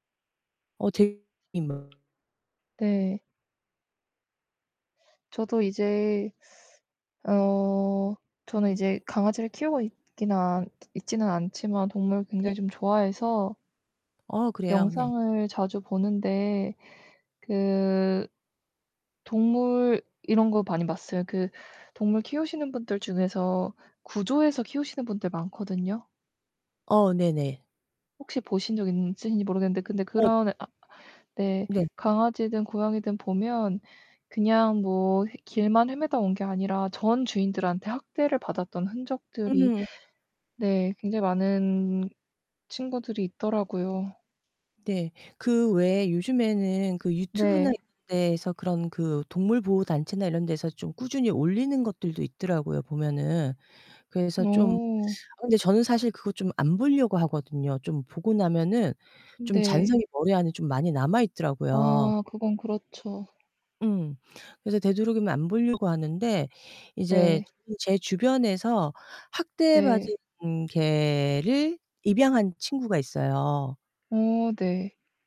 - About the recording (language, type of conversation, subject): Korean, unstructured, 동물 학대 문제에 대해 어떻게 생각하세요?
- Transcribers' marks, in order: distorted speech; tapping; other background noise